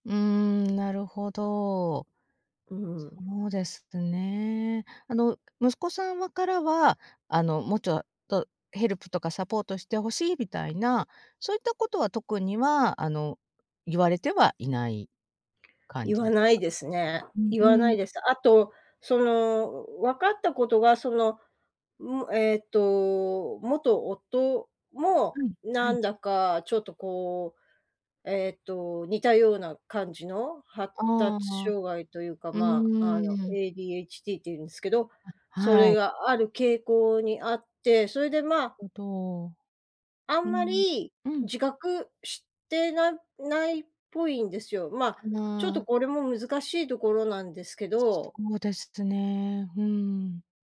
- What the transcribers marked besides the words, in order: tapping
- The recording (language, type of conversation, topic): Japanese, advice, 他人の期待に合わせる圧力を感じる